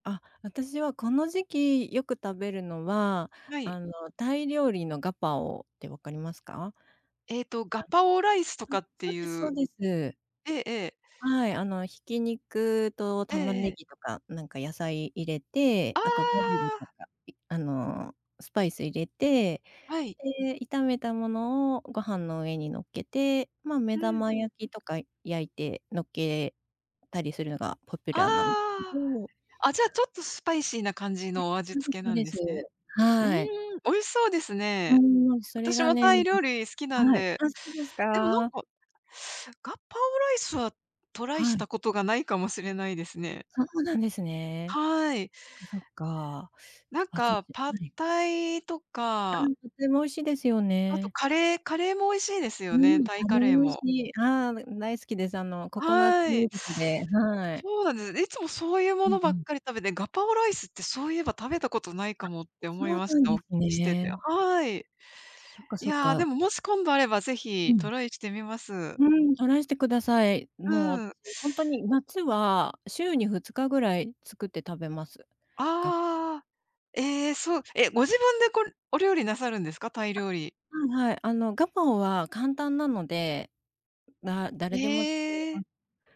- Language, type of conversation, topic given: Japanese, unstructured, 食べると元気が出る料理はありますか？
- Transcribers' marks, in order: unintelligible speech; unintelligible speech